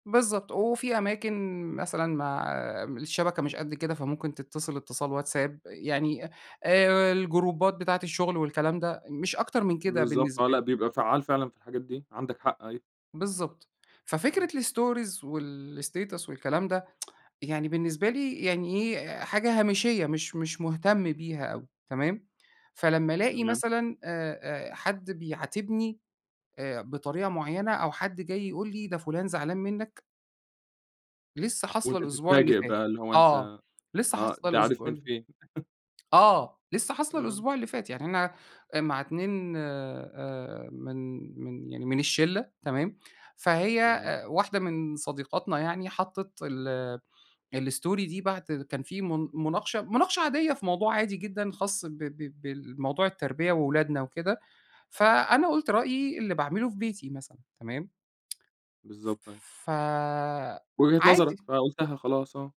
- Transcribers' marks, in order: in English: "الجروبات"; in English: "الstories والstatus"; tsk; chuckle; in English: "الstory"; tsk
- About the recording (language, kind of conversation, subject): Arabic, podcast, إيه اللي بيحصل لما الناس تبعت ستاتوسات بدل ما تتكلم مباشرة؟